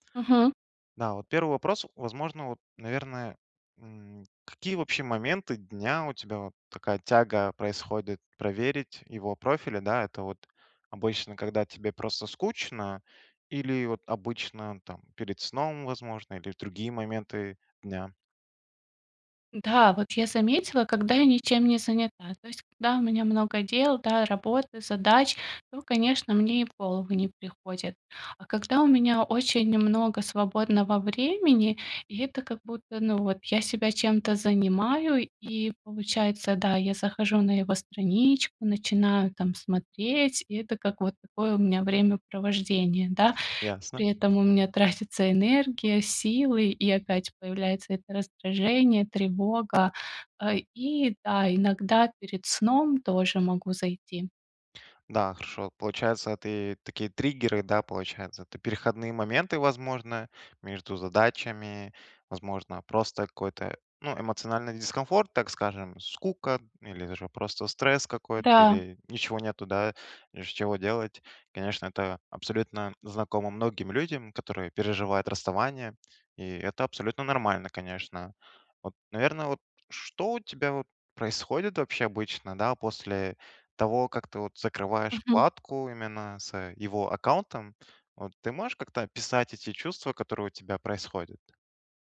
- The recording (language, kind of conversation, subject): Russian, advice, Как перестать следить за аккаунтом бывшего партнёра и убрать напоминания о нём?
- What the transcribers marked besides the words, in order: tapping; chuckle; laughing while speaking: "тратится"; other background noise